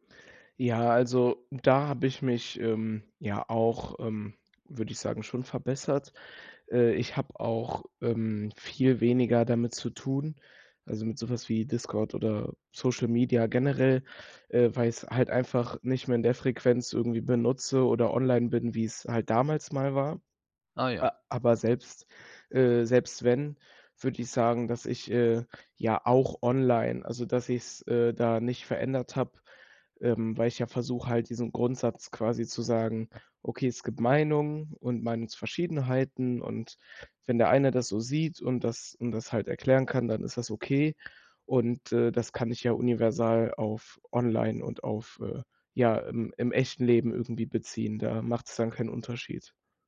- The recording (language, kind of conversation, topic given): German, podcast, Wie gehst du mit Meinungsverschiedenheiten um?
- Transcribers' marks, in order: none